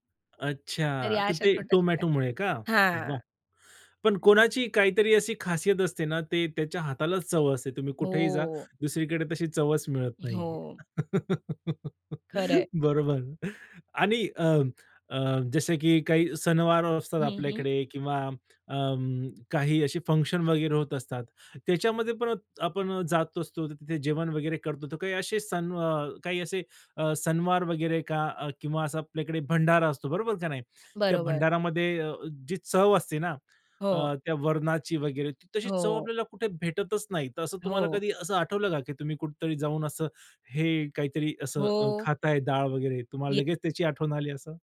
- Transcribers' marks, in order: tapping; laugh; laughing while speaking: "बरोबर"; in English: "फंक्शन"
- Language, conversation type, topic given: Marathi, podcast, एखाद्या खास चवीमुळे तुम्हाला घरची आठवण कधी येते?